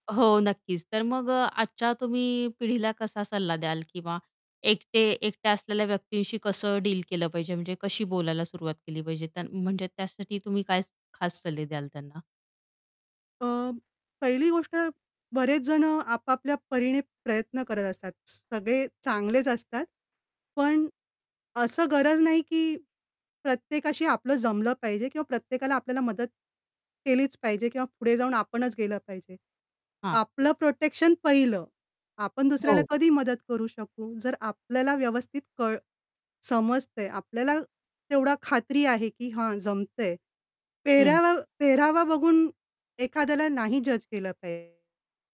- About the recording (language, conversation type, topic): Marathi, podcast, एकटी असलेली व्यक्ती दिसल्यास तिच्याशी बोलायला सुरुवात कशी कराल, एखादं उदाहरण देऊ शकाल का?
- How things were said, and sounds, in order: tapping; distorted speech